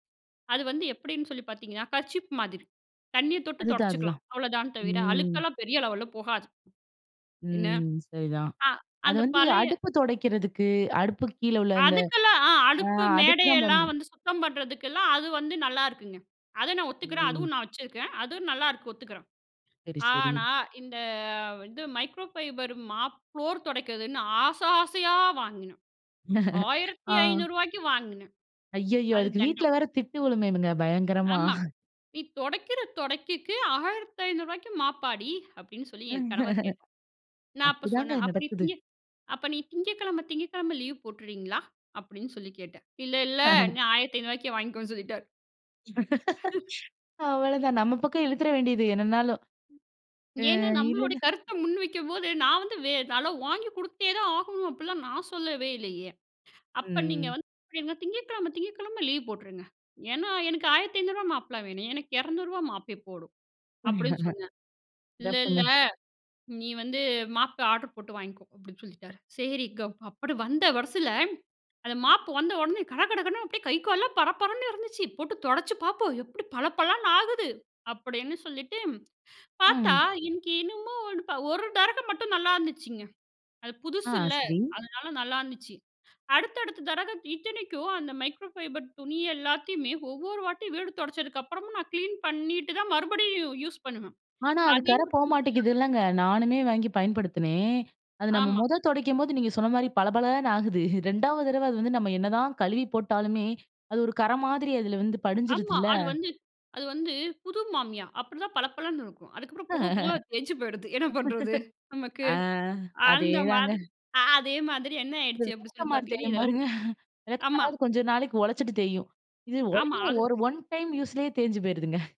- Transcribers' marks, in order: drawn out: "ம்"; tapping; in English: "மைக்ரோஃபைபர் மாப் ப்ளோர்"; laugh; chuckle; laugh; chuckle; laugh; other noise; other background noise; "அதுலாம்" said as "அலாம்"; unintelligible speech; in English: "மாப்பெல்லாம்"; laugh; in English: "மாப்பே"; "போதும்" said as "போரும்"; in English: "மாப்பே"; in English: "மாப்பு"; lip smack; "தடவ" said as "தடக"; "தடவை" said as "தடக"; in English: "மைக்ரோஃபைபர்"; chuckle; laugh; laughing while speaking: "தேஞ்சு போயிடுது. என்ன பண்றது?"
- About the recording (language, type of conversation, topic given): Tamil, podcast, எளிய, குறைந்த செலவில் வீட்டை சுத்தம் செய்யும் நுட்பங்கள் என்ன?